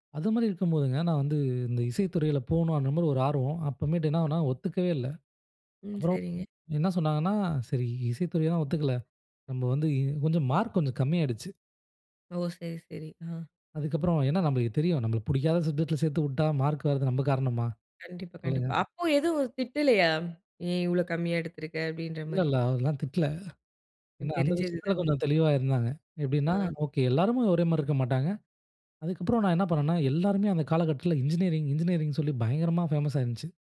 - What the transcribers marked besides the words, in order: disgusted: "ஏன்னா நம்மளுக்குத் தெரியும். நம்மளுக்கு பிடிக்காத … நம்ம காரணமா? சொல்லுங்க"; in English: "சப்ஜெக்ட்ல்"; other background noise; in English: "ஃபேமஸா"
- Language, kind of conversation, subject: Tamil, podcast, குடும்பம் உங்கள் முடிவுக்கு எப்படி பதிலளித்தது?